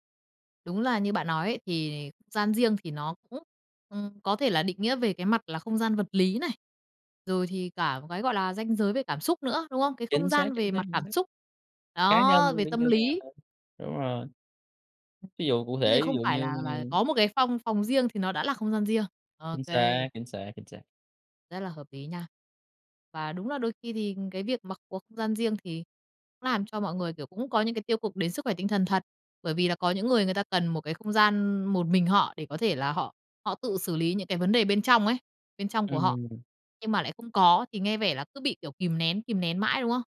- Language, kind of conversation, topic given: Vietnamese, podcast, Làm thế nào để có không gian riêng khi sống chung với người thân?
- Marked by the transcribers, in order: tapping; other background noise